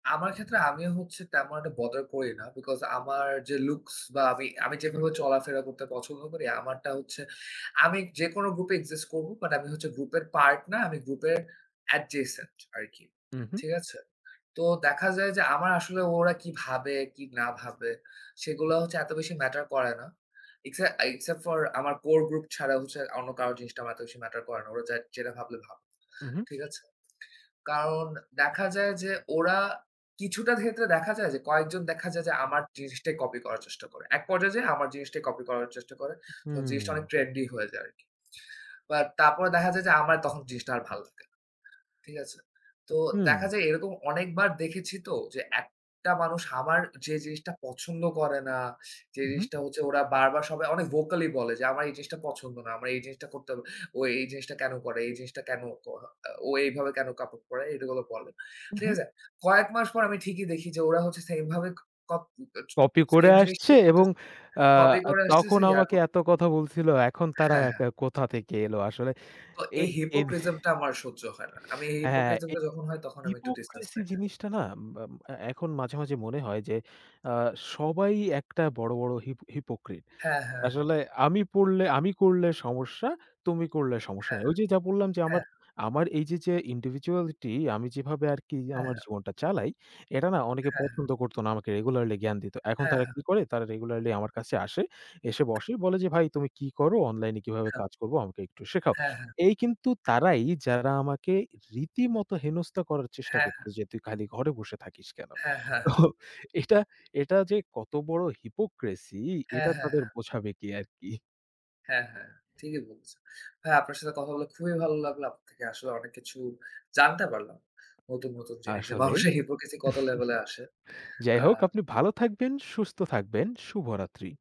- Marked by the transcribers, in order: other background noise; in English: "অ্যাডজেসেন্ট"; in English: "আই এক্সসেপ্ট ফর"; in English: "ভোকালি"; in English: "ইন্ডিভিজুয়ালিটি"; laughing while speaking: "তো"; chuckle
- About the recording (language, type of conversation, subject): Bengali, unstructured, আপনি কীভাবে নিজের অনন্যত্ব বজায় রাখেন?